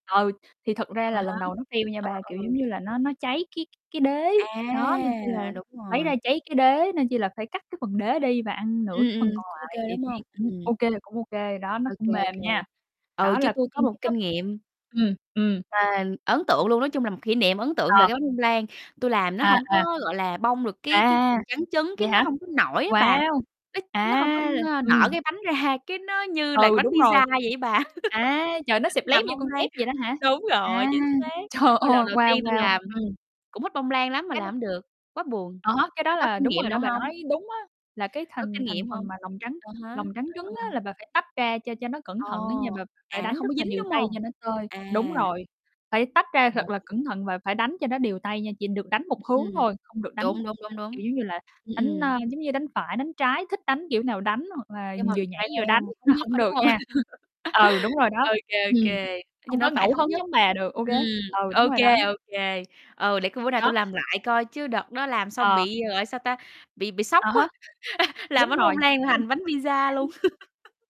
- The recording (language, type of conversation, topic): Vietnamese, unstructured, Bạn cảm thấy thế nào khi tự tay làm món ăn yêu thích của mình?
- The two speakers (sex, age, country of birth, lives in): female, 25-29, Vietnam, United States; female, 30-34, Vietnam, Vietnam
- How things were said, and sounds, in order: distorted speech; unintelligible speech; other background noise; laughing while speaking: "ra"; laugh; laughing while speaking: "Trời ơi"; tapping; unintelligible speech; laughing while speaking: "là"; laughing while speaking: "đúng hông?"; chuckle; chuckle; unintelligible speech; laugh